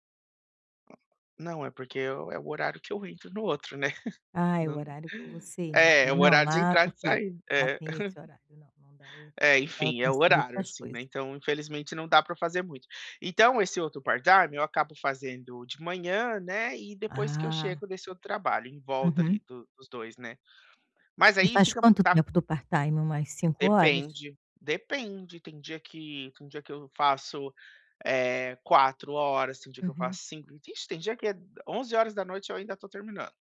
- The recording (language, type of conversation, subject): Portuguese, advice, Como saber se o meu cansaço é temporário ou crônico?
- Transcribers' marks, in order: tapping; chuckle; chuckle; in English: "part time"; in English: "part time"